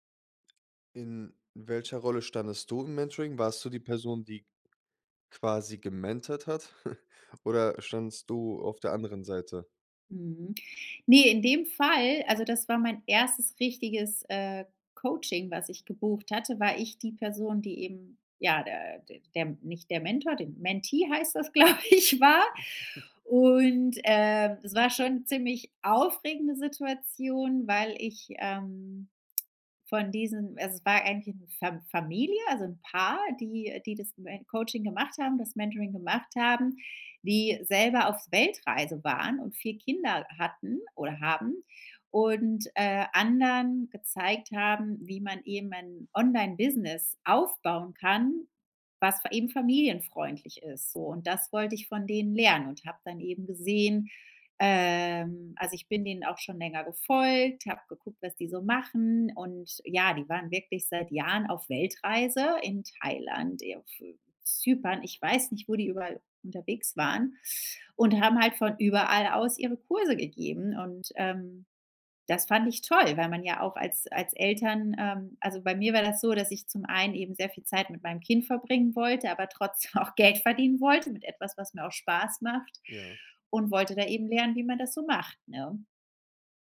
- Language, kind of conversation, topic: German, podcast, Welche Rolle spielt Vertrauen in Mentoring-Beziehungen?
- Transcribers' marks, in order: other background noise; chuckle; laughing while speaking: "glaube ich"; chuckle; laughing while speaking: "trotzdem"